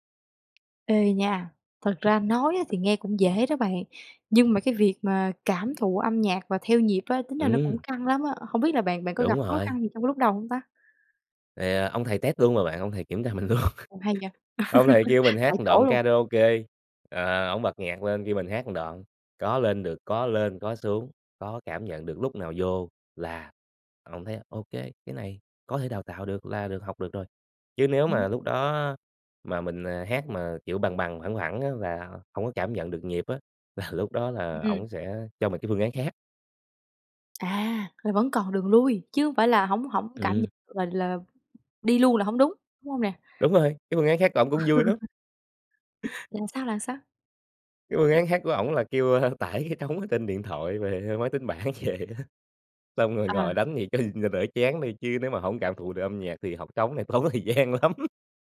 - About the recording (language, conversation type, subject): Vietnamese, podcast, Bạn có thể kể về lần bạn tình cờ tìm thấy đam mê của mình không?
- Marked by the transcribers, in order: tapping; in English: "test"; laugh; laughing while speaking: "luôn"; laugh; laughing while speaking: "là"; laugh; other background noise; laughing while speaking: "tải cái trống"; laughing while speaking: "bảng vậy á"; laughing while speaking: "tốn thời gian lắm"